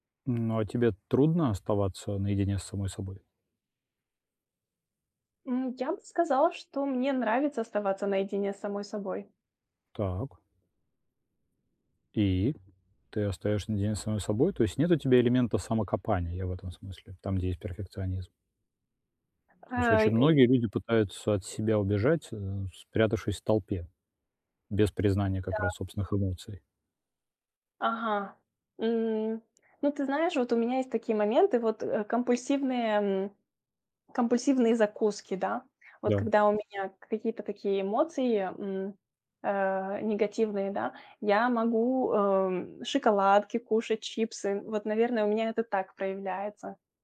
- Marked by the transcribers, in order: tapping
- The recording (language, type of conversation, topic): Russian, advice, Как мне управлять стрессом, не борясь с эмоциями?